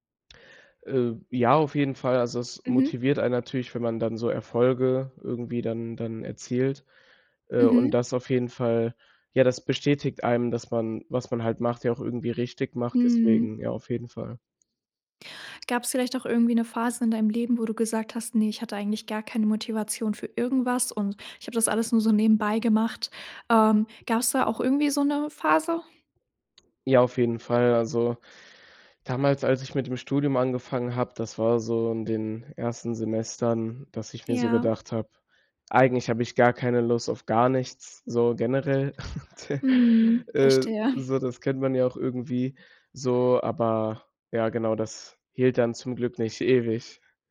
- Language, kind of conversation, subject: German, podcast, Was tust du, wenn dir die Motivation fehlt?
- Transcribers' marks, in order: other background noise; laughing while speaking: "Verstehe"; chuckle; laughing while speaking: "te"